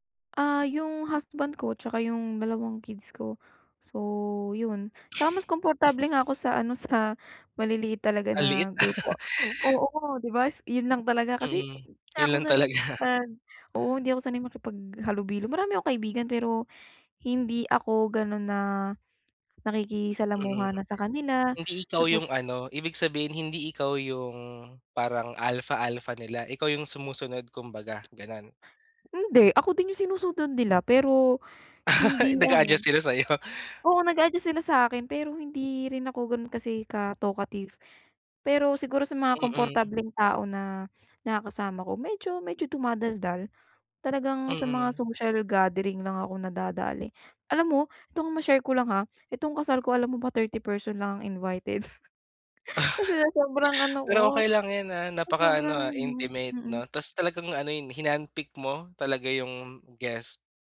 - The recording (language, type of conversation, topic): Filipino, advice, Bakit palagi akong pagod pagkatapos ng mga pagtitipong panlipunan?
- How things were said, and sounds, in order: chuckle; laughing while speaking: "sa"; laughing while speaking: "ah"; laughing while speaking: "talaga"; tapping; other background noise; laughing while speaking: "Ay, nag-aadjust sila sa'yo?"; laugh; chuckle